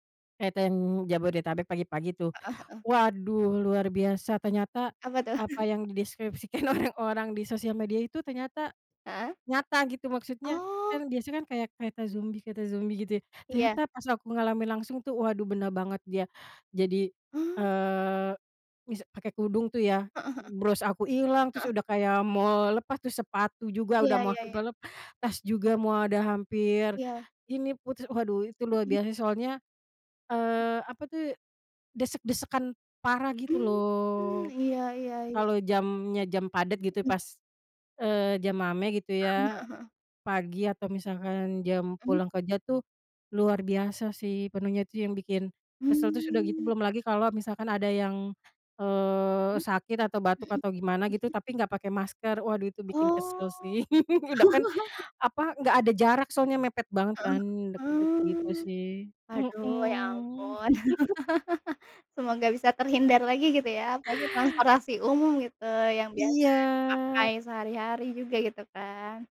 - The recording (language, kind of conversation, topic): Indonesian, unstructured, Apa hal yang paling membuat kamu kesal saat menggunakan transportasi umum?
- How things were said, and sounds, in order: chuckle; laughing while speaking: "orang-orang"; other background noise; laugh; chuckle; laugh; drawn out: "mhm"; chuckle; drawn out: "Iya"